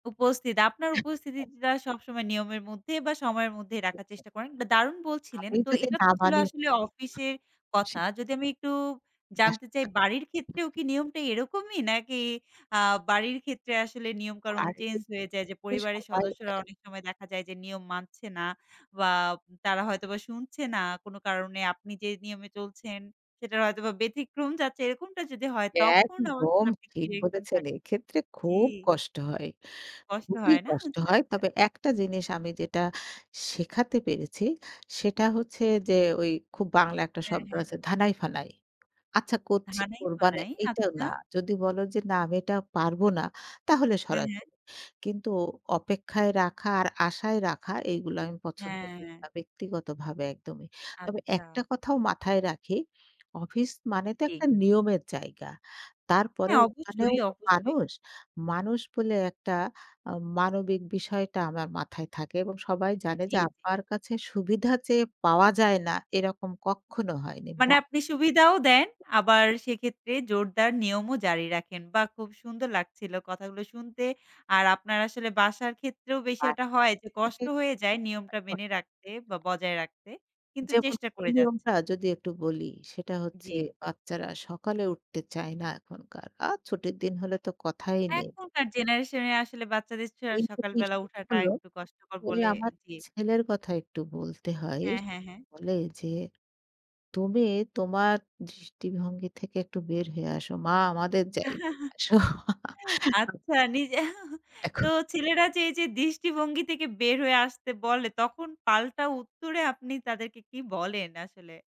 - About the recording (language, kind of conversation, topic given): Bengali, podcast, তুমি অনুপ্রেরণা ও নিয়মের মধ্যে কীভাবে ভারসাম্য বজায় রাখো?
- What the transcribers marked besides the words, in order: other background noise; unintelligible speech; unintelligible speech; unintelligible speech; tapping; unintelligible speech; unintelligible speech; chuckle; laughing while speaking: "আচ্ছা নিজে"; chuckle; laughing while speaking: "আসো"; chuckle